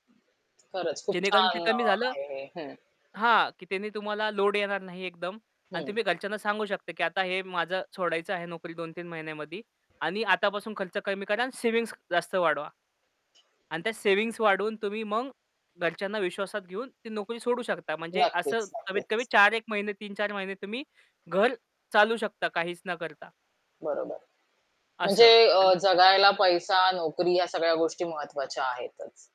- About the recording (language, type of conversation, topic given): Marathi, podcast, नोकरी सोडताना किंवा बदलताना तुम्ही कुटुंबाशी कसे बोलता?
- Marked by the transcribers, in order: static; other background noise